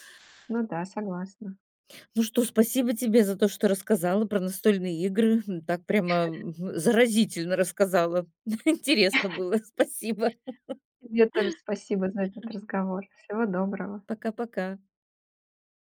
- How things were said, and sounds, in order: chuckle; chuckle; laugh
- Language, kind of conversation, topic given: Russian, podcast, Почему тебя притягивают настольные игры?